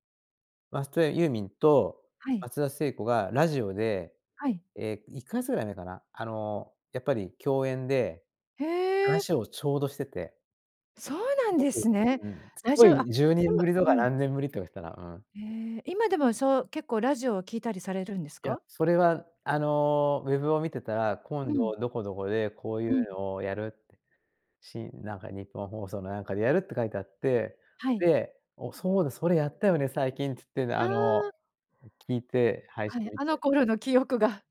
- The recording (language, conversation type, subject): Japanese, podcast, 心に残っている曲を1曲教えてもらえますか？
- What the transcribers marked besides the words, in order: none